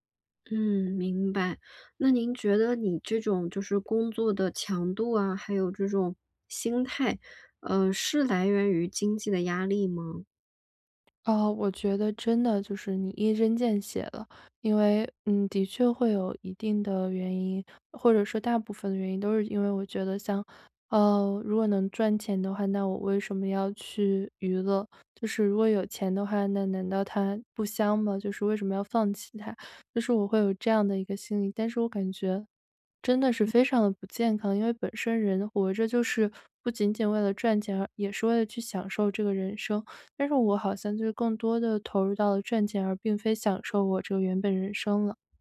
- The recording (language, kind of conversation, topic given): Chinese, advice, 如何在忙碌中找回放鬆時間？
- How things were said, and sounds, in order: none